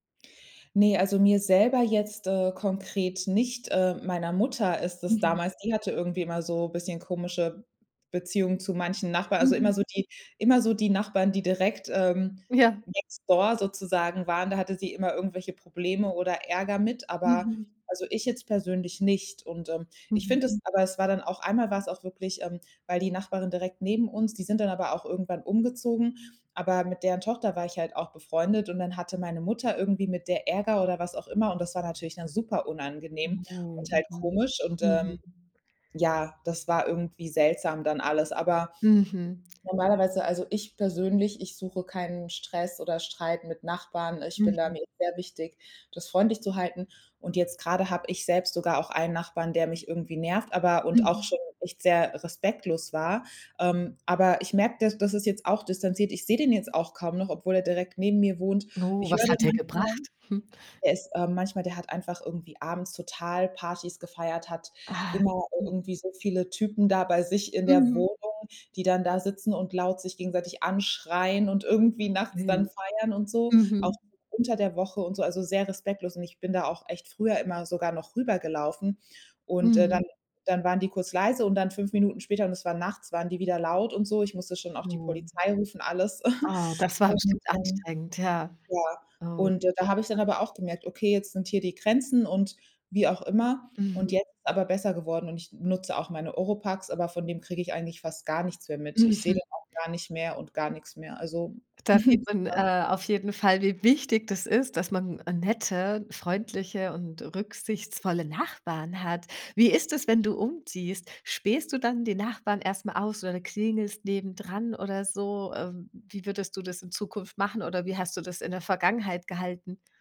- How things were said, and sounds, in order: in English: "next door"; chuckle; unintelligible speech; chuckle; unintelligible speech; chuckle; unintelligible speech
- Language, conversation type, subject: German, podcast, Wie kann man das Vertrauen in der Nachbarschaft stärken?